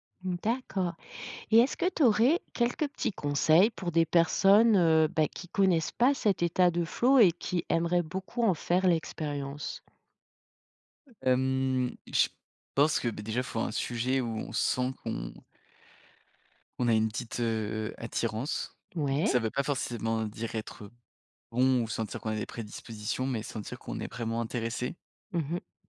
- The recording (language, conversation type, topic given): French, podcast, Qu’est-ce qui te met dans un état de création intense ?
- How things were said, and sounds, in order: tapping